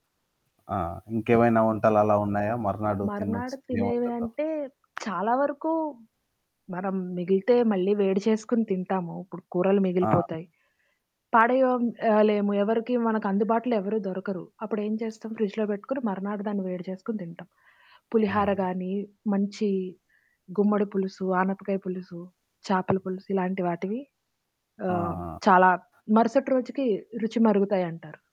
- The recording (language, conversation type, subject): Telugu, podcast, ఆహార వృథాను తగ్గించేందుకు మీరు సాధారణంగా ఏమేమి చేస్తారు?
- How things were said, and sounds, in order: background speech; other background noise; tapping; distorted speech; in English: "ఫ్రిజ్‌లో"